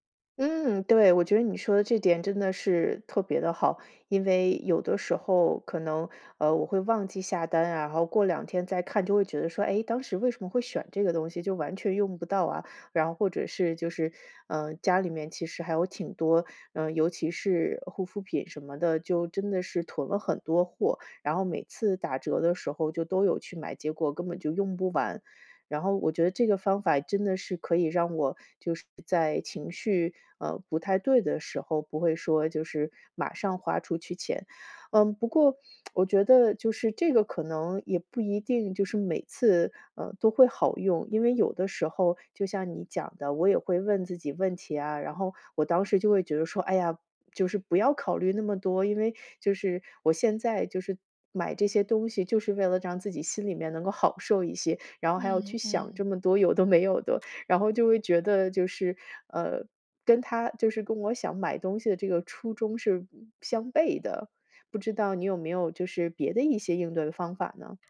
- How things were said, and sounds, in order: lip smack; laughing while speaking: "有的没有的"
- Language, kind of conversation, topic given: Chinese, advice, 如何识别导致我因情绪波动而冲动购物的情绪触发点？